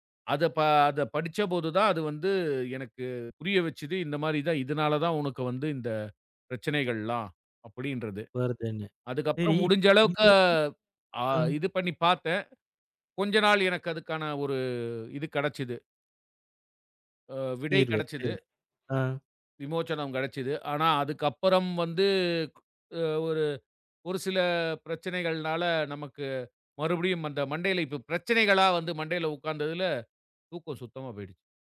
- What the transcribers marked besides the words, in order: other noise; sad: "இப்ப பிரச்சனைகளா வந்து மண்டையில உக்காந்ததுல தூக்கம் சுத்தமா போயிடுச்சு"
- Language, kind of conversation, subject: Tamil, podcast, இரவில் தூக்கம் வராமல் இருந்தால் நீங்கள் என்ன செய்கிறீர்கள்?